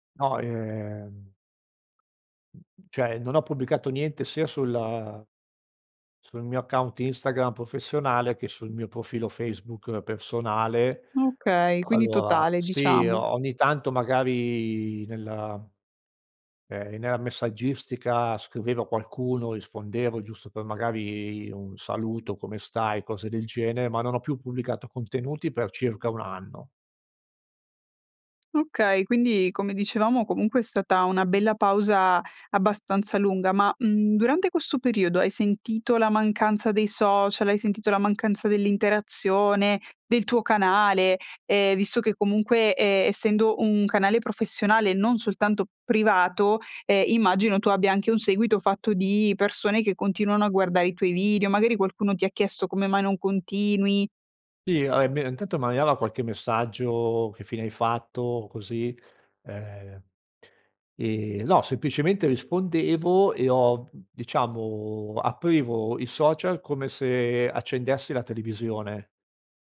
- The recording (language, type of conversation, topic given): Italian, podcast, Hai mai fatto una pausa digitale lunga? Com'è andata?
- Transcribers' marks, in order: other background noise; tapping; "questo" said as "quesso"; "Sì" said as "ì"